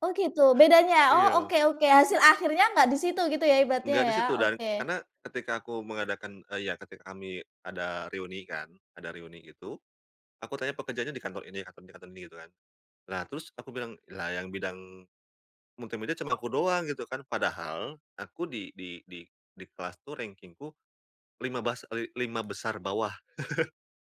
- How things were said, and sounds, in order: tapping; chuckle
- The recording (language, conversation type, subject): Indonesian, podcast, Bagaimana cara menemukan minat yang dapat bertahan lama?